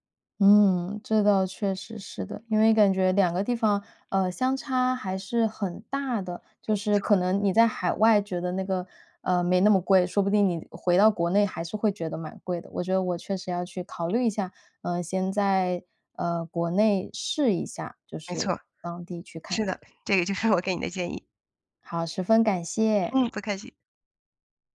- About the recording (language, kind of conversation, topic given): Chinese, advice, 我该回老家还是留在新城市生活？
- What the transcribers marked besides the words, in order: laughing while speaking: "这个就是我给你的建议"; other background noise